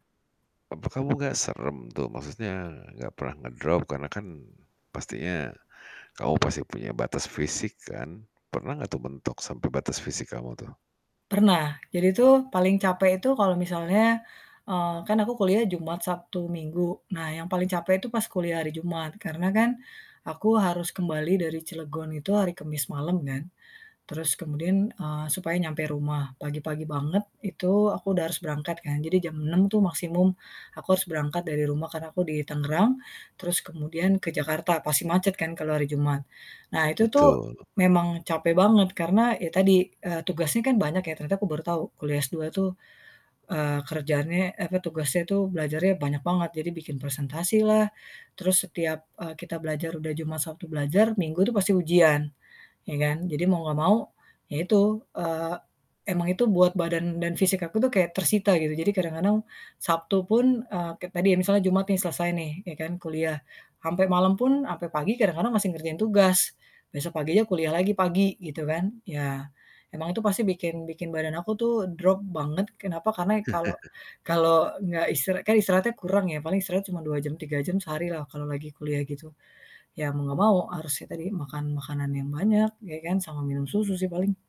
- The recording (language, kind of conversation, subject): Indonesian, podcast, Bagaimana kamu membagi waktu antara kerja dan belajar?
- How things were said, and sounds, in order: static; tapping; chuckle; other background noise